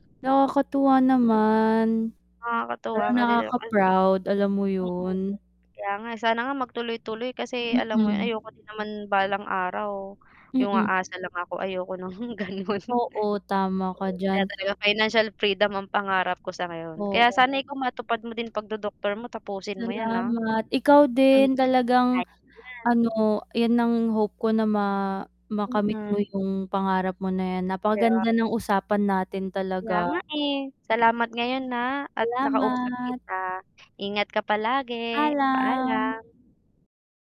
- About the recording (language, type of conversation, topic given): Filipino, unstructured, Paano mo haharapin ang mga taong nagdududa sa pangarap mo?
- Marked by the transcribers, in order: mechanical hum; static; unintelligible speech; laughing while speaking: "ng ganun"; wind; tapping; distorted speech; other background noise